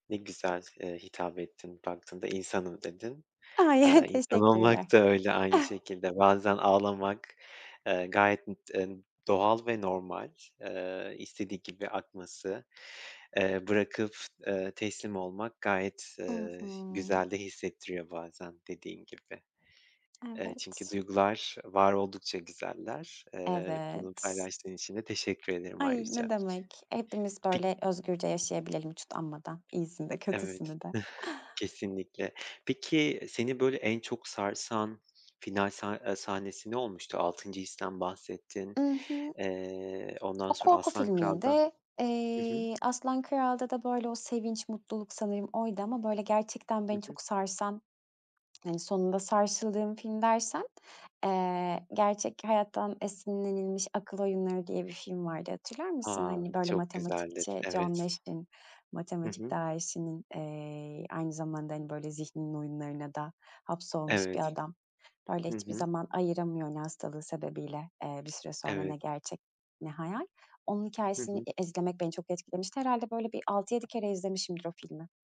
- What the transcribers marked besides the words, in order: other background noise; tapping; giggle; chuckle
- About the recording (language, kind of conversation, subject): Turkish, podcast, Filmlerin sonları seni nasıl etkiler?